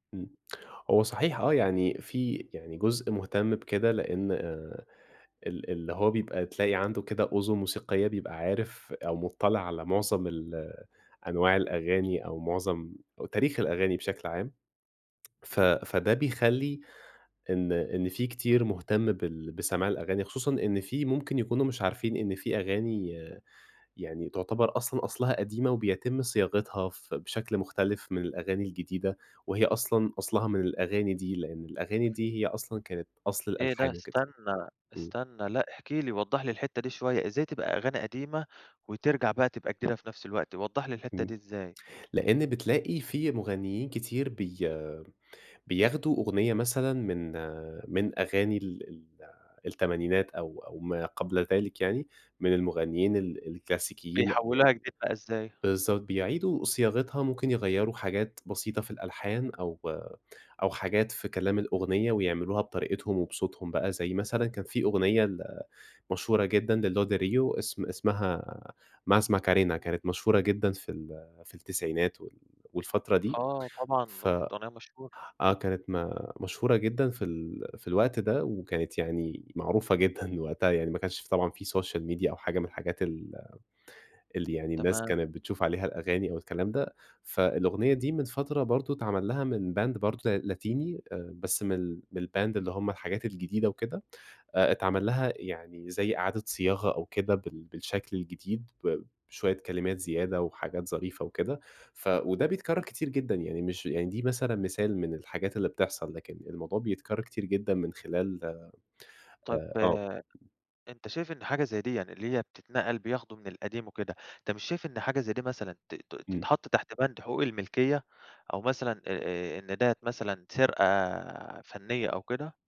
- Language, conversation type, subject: Arabic, podcast, سؤال عن دور الأصحاب في تغيير التفضيلات الموسيقية
- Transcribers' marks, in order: tsk; other background noise; in English: "الكلاسيكيين"; unintelligible speech; in English: "سوشيال ميديا"; in English: "باند"; in English: "الباند"; tapping